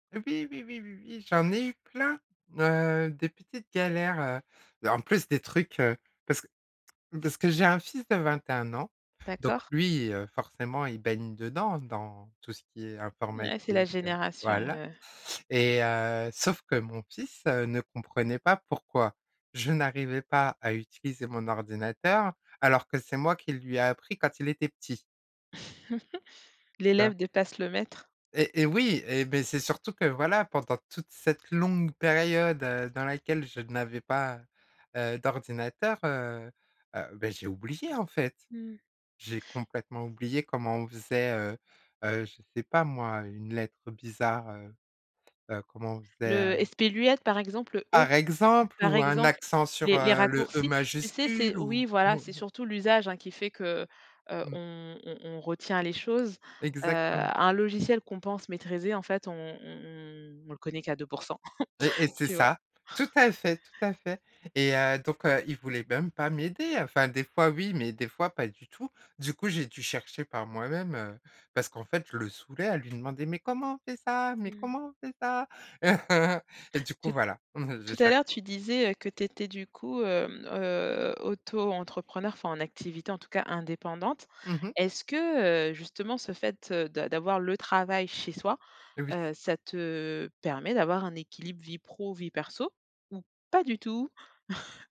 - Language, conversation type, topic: French, podcast, Quelle est ton expérience du télétravail et des outils numériques ?
- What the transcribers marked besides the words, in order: chuckle; "esperluette" said as "espeluette"; chuckle; chuckle; chuckle; chuckle